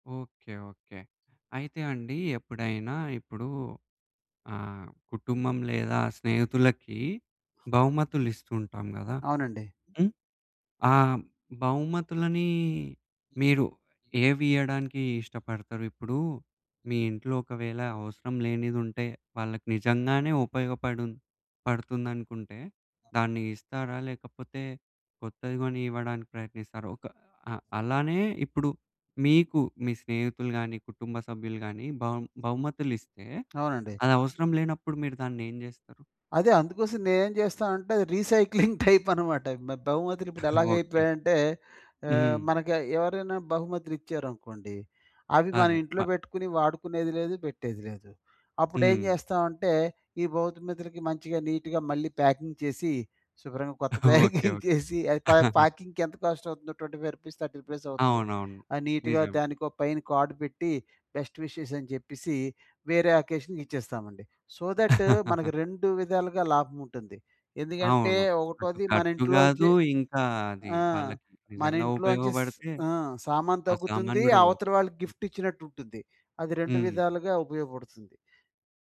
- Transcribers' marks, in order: other background noise; laughing while speaking: "రీసైక్లింగ్ టైప్ అనమాట"; in English: "రీసైక్లింగ్ టైప్"; chuckle; "బహుమతులకి" said as "బౌతుమతులకి"; in English: "నీట్‌గా"; in English: "ప్యాకింగ్"; laughing while speaking: "శుభ్రంగా కొత్త ప్యాకింగ్ చేసి"; laughing while speaking: "ఓకే. ఓకే"; in English: "ప్యాకింగ్"; in English: "ప్యాకింగ్‌కి"; in English: "కోస్ట్"; in English: "ట్వెంటీ ఫైవ్ రూపీస్ థర్టీ రూపీస్"; in English: "నీట్‌గా"; in English: "కార్డ్"; in English: "బెస్ట్ విషెస్"; chuckle; in English: "అకేషన్‌కి"; in English: "సో, థట్"; in English: "గిఫ్ట్"
- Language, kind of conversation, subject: Telugu, podcast, పరిమితమైన వస్తువులతో కూడా సంతోషంగా ఉండడానికి మీరు ఏ అలవాట్లు పాటిస్తారు?